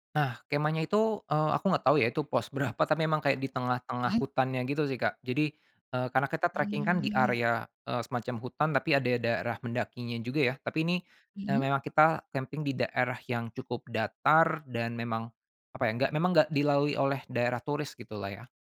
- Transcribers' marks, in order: in English: "tracking"
- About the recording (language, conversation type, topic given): Indonesian, podcast, Apa pengalaman petualangan alam yang paling berkesan buat kamu?